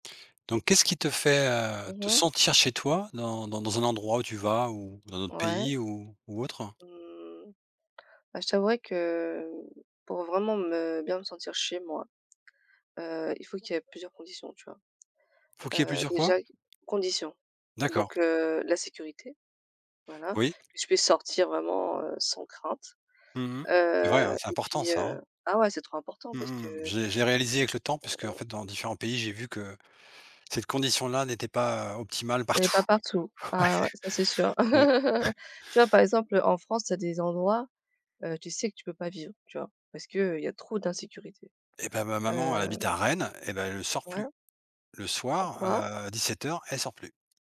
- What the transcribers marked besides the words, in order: tapping; laughing while speaking: "partout. Ouais, ouais"; laugh
- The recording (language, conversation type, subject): French, unstructured, Qu’est-ce qui te fait te sentir chez toi dans un endroit ?